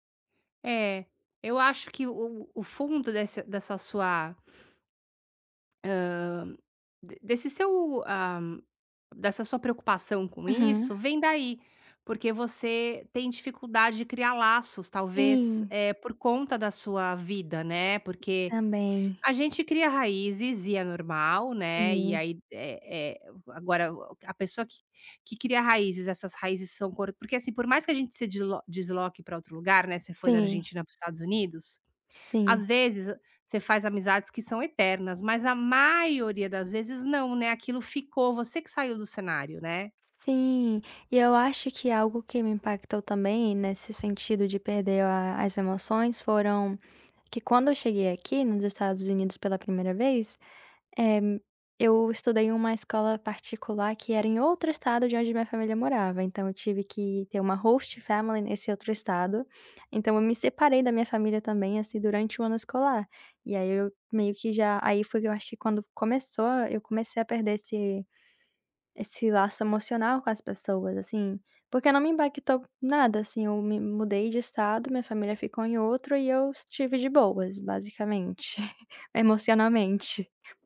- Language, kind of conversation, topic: Portuguese, advice, Como posso começar a expressar emoções autênticas pela escrita ou pela arte?
- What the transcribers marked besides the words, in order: tapping; in English: "host family"; chuckle